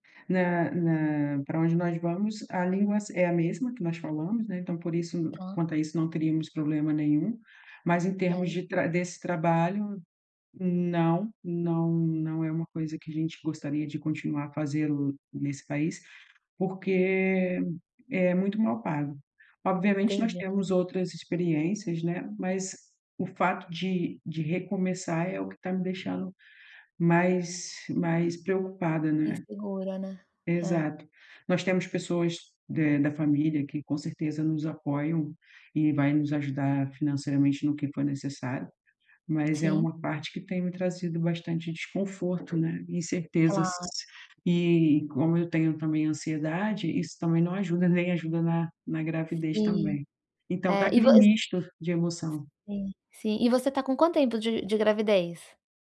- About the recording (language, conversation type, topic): Portuguese, advice, Como posso lidar com a incerteza e com mudanças constantes sem perder a confiança em mim?
- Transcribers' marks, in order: tapping; other background noise